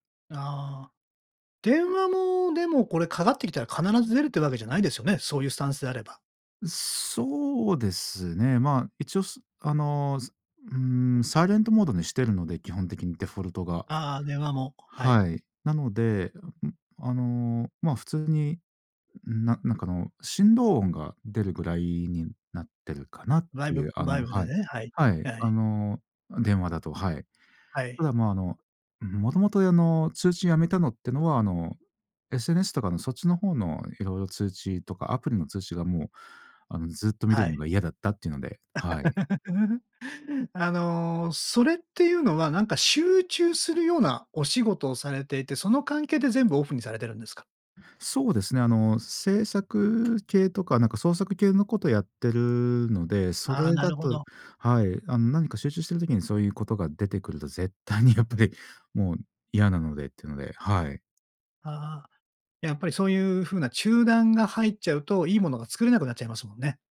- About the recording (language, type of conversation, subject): Japanese, podcast, 通知はすべてオンにしますか、それともオフにしますか？通知設定の基準はどう決めていますか？
- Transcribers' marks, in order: tapping; chuckle; laughing while speaking: "絶対にやっぱり"